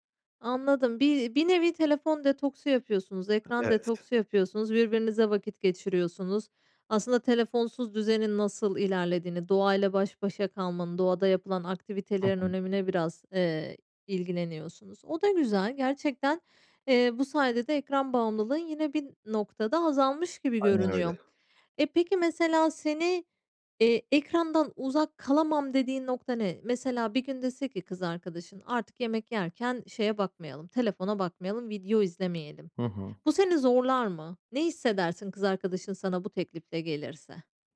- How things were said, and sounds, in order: other noise; tapping
- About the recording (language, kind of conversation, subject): Turkish, podcast, Ekran bağımlılığıyla baş etmek için ne yaparsın?